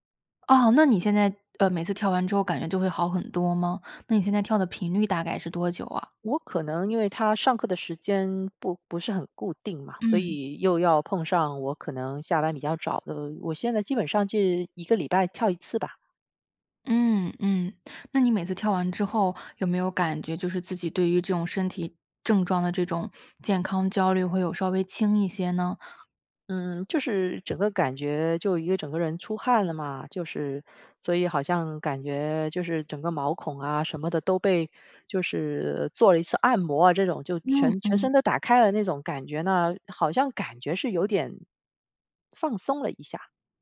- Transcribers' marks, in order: "早" said as "找"; "是" said as "至"; other background noise
- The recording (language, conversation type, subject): Chinese, advice, 当你把身体症状放大时，为什么会产生健康焦虑？